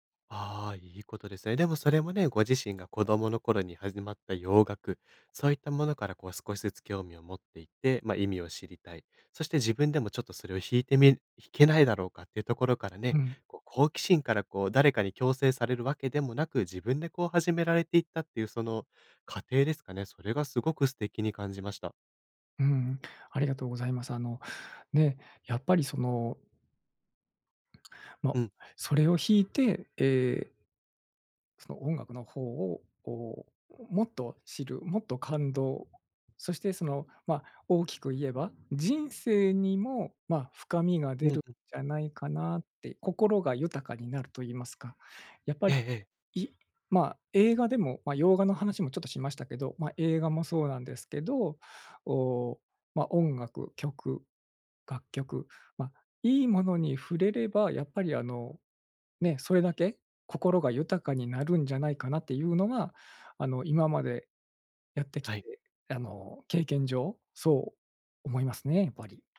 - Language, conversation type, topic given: Japanese, podcast, 子どもの頃の音楽体験は今の音楽の好みに影響しますか？
- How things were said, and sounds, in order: "やっぱり" said as "ばり"